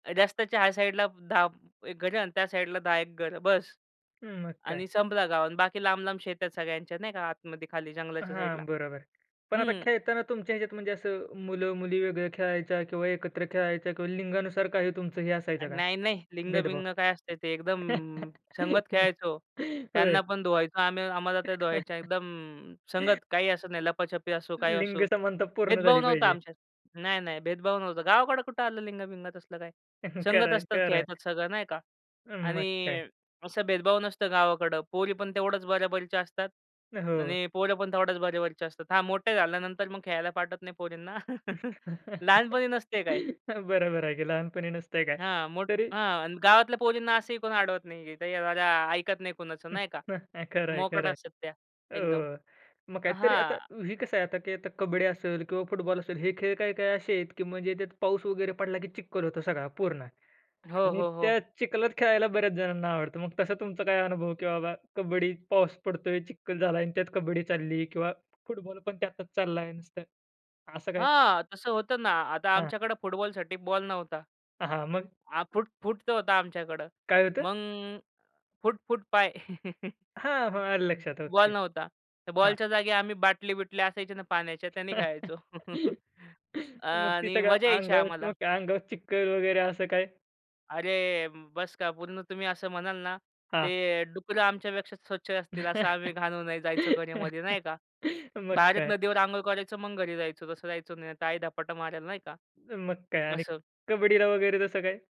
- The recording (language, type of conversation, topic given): Marathi, podcast, गावात खेळताना तुला सर्वात आवडणारी कोणती आठवण आहे?
- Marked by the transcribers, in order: tapping; other background noise; laugh; chuckle; chuckle; chuckle; chuckle; chuckle; laugh